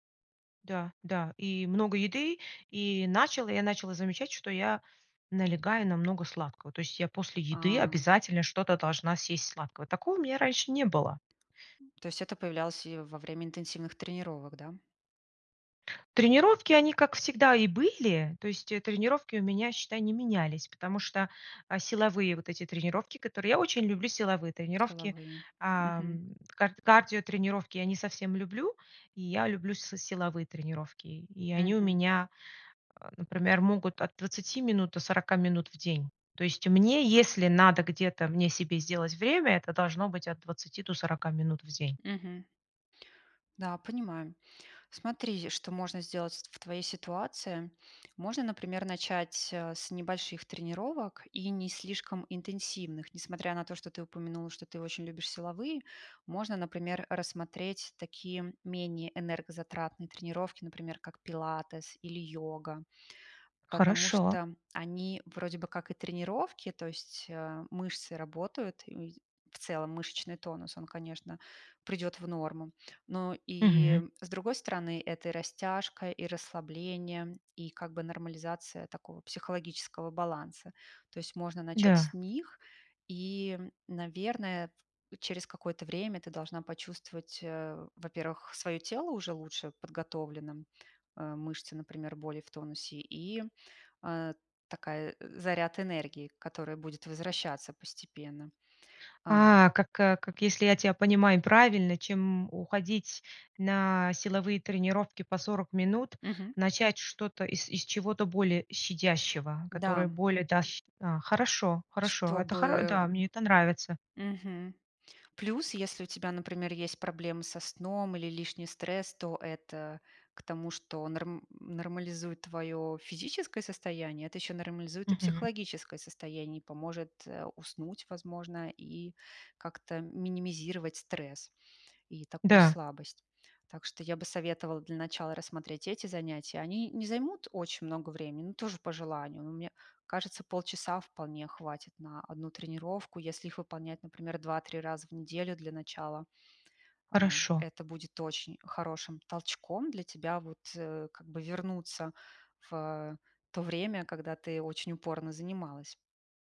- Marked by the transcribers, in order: other background noise; tapping; other noise
- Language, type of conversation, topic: Russian, advice, Как перестать чувствовать вину за пропуски тренировок из-за усталости?